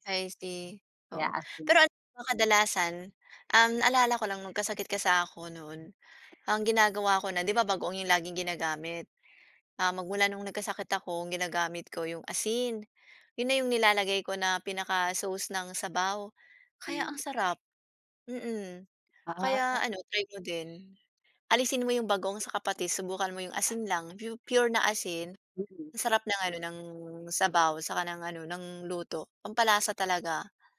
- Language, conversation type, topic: Filipino, unstructured, Ano ang palagay mo sa pagkaing sobrang maalat?
- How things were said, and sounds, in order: other noise; tapping